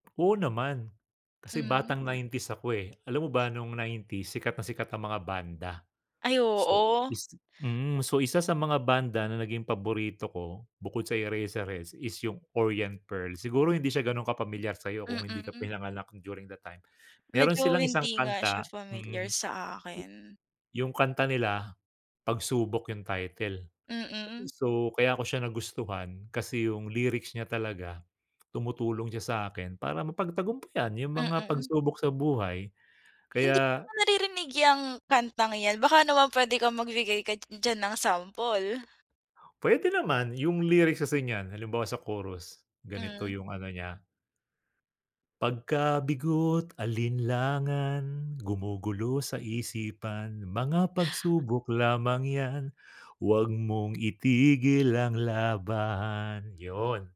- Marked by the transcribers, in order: singing: "Pagkabigo't alinlangan gumugulo sa isipan … itigil ang laban"
- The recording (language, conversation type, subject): Filipino, podcast, Anong kanta ang nagbibigay sa’yo ng lakas kapag may problema?